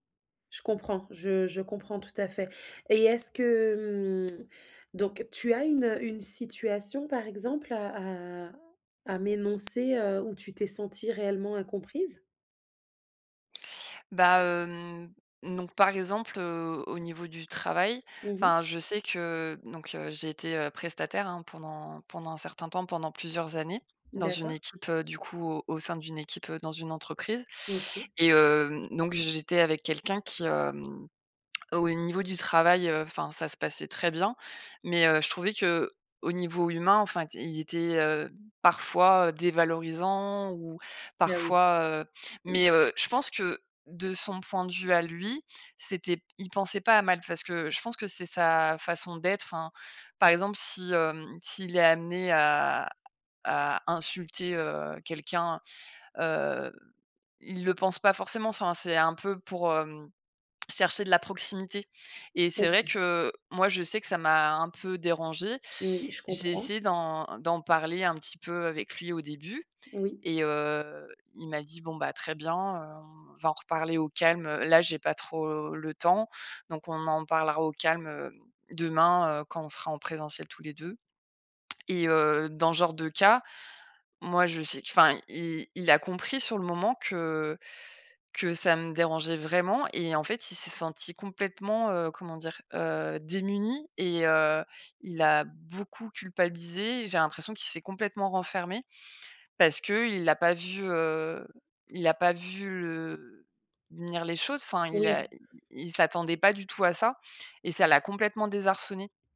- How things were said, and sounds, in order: tapping
- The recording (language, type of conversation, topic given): French, advice, Comment décrire mon manque de communication et mon sentiment d’incompréhension ?